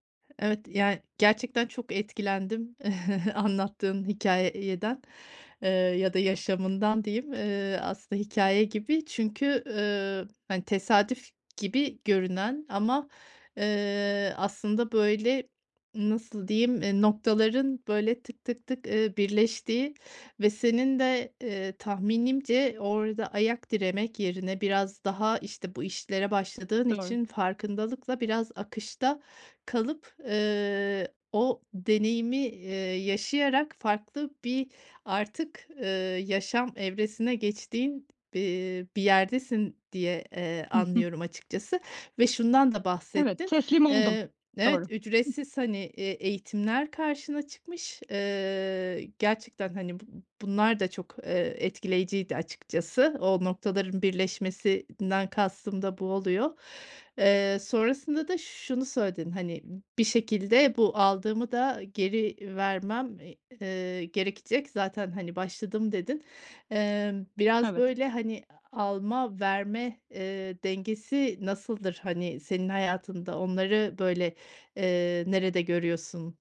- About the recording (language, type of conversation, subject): Turkish, podcast, Sabah rutinin gün içindeki dengen üzerinde nasıl bir etki yaratıyor?
- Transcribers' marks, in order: giggle; other background noise; tapping